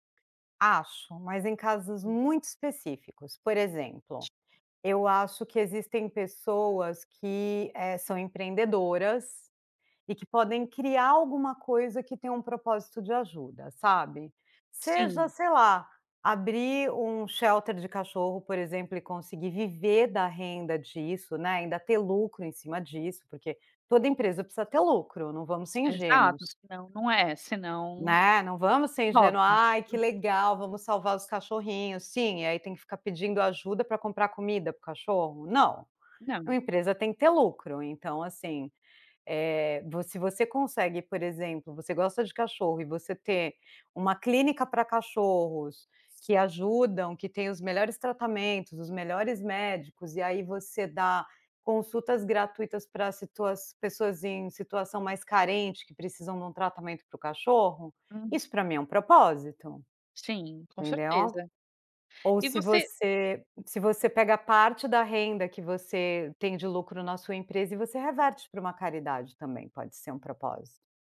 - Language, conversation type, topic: Portuguese, podcast, Como você concilia trabalho e propósito?
- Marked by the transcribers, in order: other background noise; in English: "shelter"